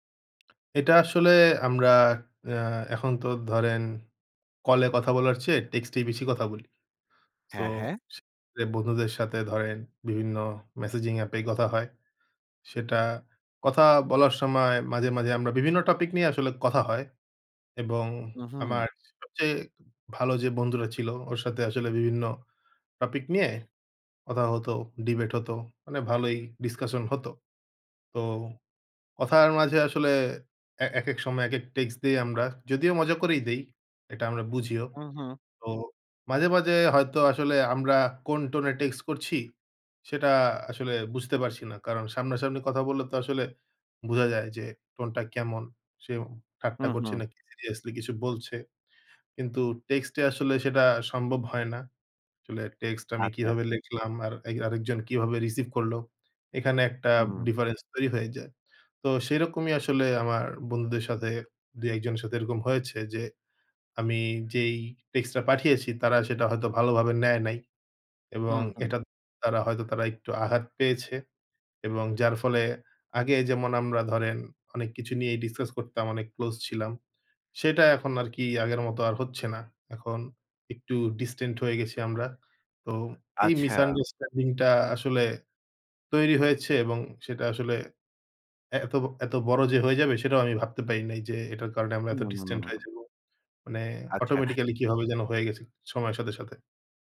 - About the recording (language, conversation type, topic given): Bengali, advice, টেক্সট বা ইমেইলে ভুল বোঝাবুঝি কীভাবে দূর করবেন?
- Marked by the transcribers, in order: in English: "টেক্সট"; in English: "messaging app"; in English: "ডিবেট"; in English: "ডিসকাশন"; in English: "টেক্স"; "টেক্সট" said as "টেক্স"; in English: "টোন"; in English: "টেক্স"; "টেক্সট" said as "টেক্স"; in English: "টোন"; in English: "টেক্সট"; in English: "টেক্সট"; in English: "difference"; in English: "টেক্সট"; "আঘাত" said as "আহাত"; in English: "ডিসকাস"; other background noise; in English: "distant"; in English: "misunderstanding"; in English: "distant"; hiccup